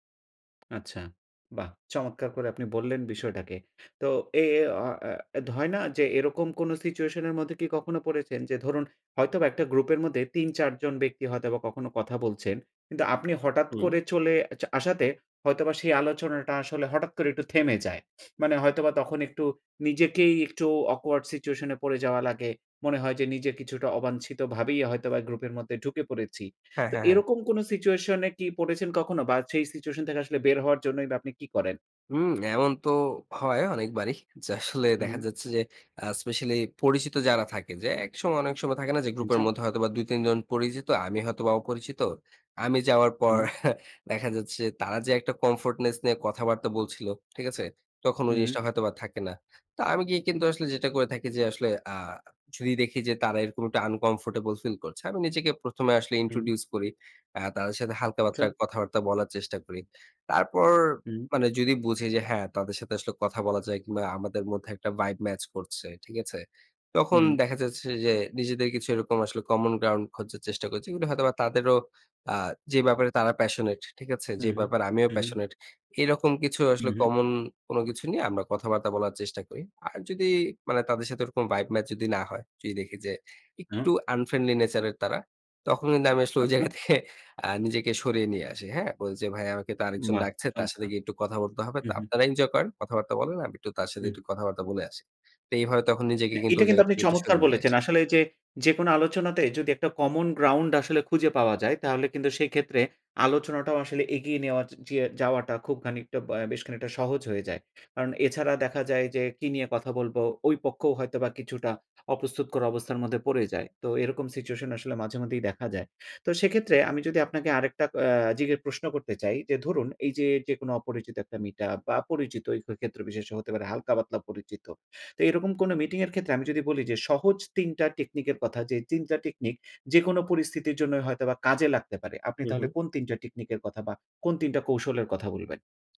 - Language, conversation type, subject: Bengali, podcast, মিটআপে গিয়ে আপনি কীভাবে কথা শুরু করেন?
- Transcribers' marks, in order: other background noise; "হয়না" said as "ধয়না"; in English: "situation"; snort; in English: "awkward situation"; in English: "situation"; in English: "situation"; laughing while speaking: "যে আসলে"; scoff; in English: "comfortness"; tapping; in English: "introduce"; drawn out: "তারপর"; in English: "passionate"; in English: "passionate"; in English: "unfriendly nature"; laughing while speaking: "ঐ জায়গা থেকে"; "খানিকটা" said as "ঘানিকটা"; in English: "situation"; other noise